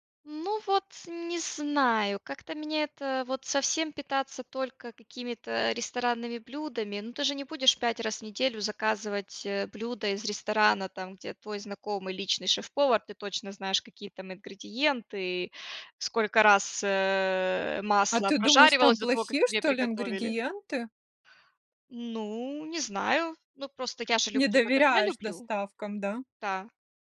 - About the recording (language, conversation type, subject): Russian, podcast, Какие у тебя есть лайфхаки для быстрой готовки?
- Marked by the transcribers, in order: drawn out: "Ну вот, не знаю"; tapping